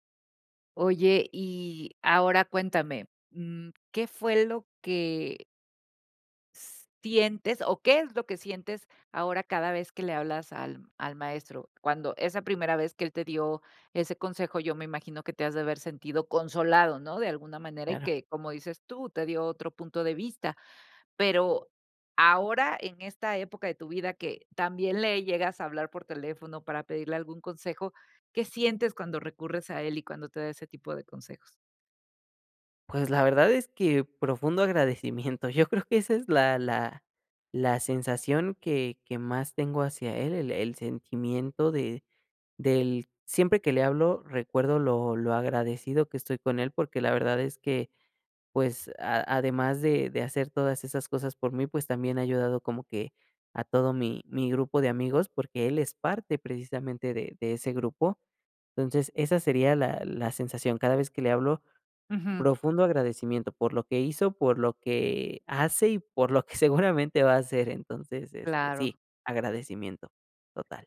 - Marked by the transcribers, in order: none
- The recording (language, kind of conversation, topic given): Spanish, podcast, ¿Qué pequeño gesto tuvo consecuencias enormes en tu vida?